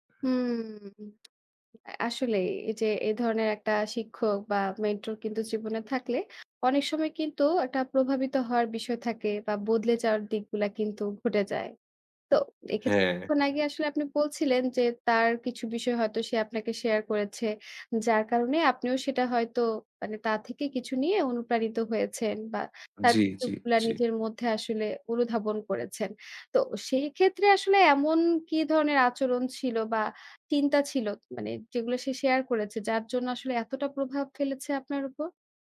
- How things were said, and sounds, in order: tapping; unintelligible speech
- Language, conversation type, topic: Bengali, podcast, আপনার জীবনে কোনো শিক্ষক বা পথপ্রদর্শকের প্রভাবে আপনি কীভাবে বদলে গেছেন?